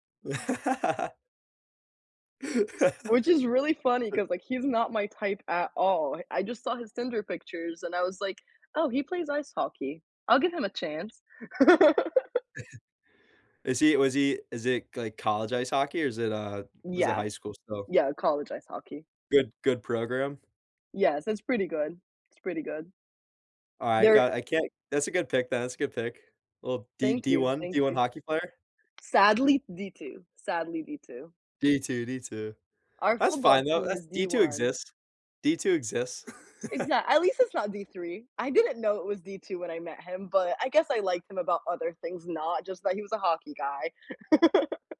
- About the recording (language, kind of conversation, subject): English, unstructured, How do you navigate modern dating and technology to build meaningful connections?
- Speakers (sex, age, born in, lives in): female, 18-19, Egypt, United States; male, 18-19, United States, United States
- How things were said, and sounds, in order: laugh; laugh; laugh; chuckle; laugh; laugh